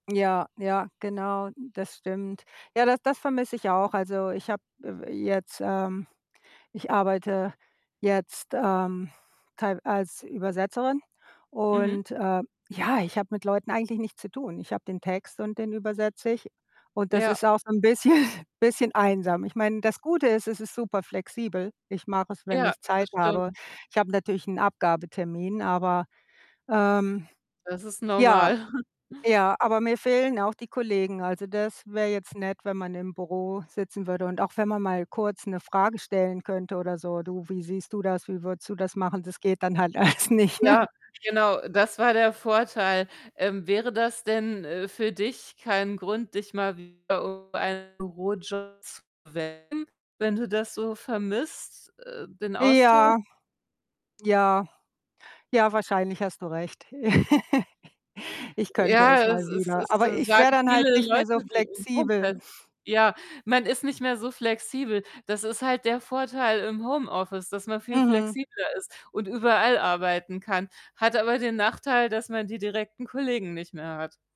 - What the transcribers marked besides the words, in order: laughing while speaking: "bisschen"; distorted speech; chuckle; tapping; other background noise; laughing while speaking: "alles nicht, ne?"; laugh; unintelligible speech; static
- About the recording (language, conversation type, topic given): German, unstructured, Was macht dir an deiner Arbeit am meisten Spaß?